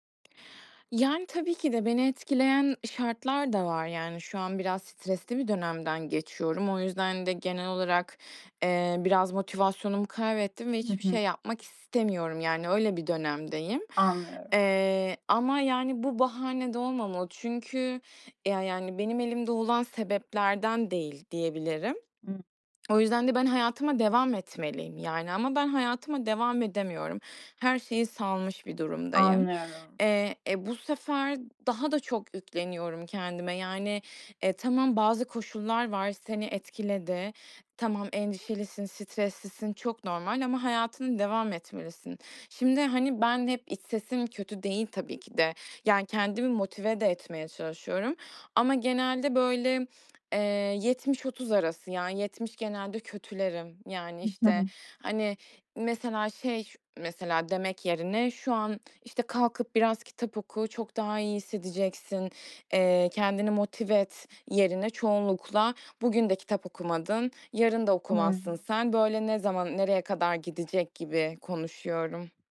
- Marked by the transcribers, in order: other noise; other background noise; unintelligible speech
- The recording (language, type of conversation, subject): Turkish, advice, Kendime sürekli sert ve yıkıcı şeyler söylemeyi nasıl durdurabilirim?